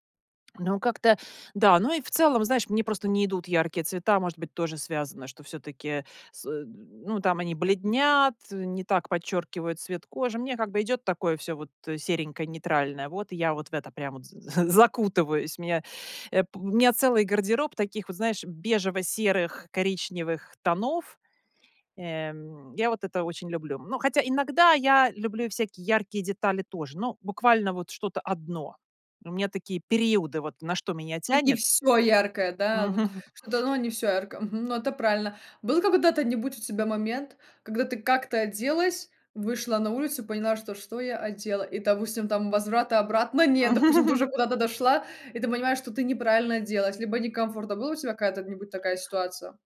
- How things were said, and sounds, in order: laughing while speaking: "закутываюсь"; stressed: "всё"; chuckle; chuckle
- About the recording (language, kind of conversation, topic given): Russian, podcast, Как ты обычно выбираешь между минимализмом и ярким самовыражением в стиле?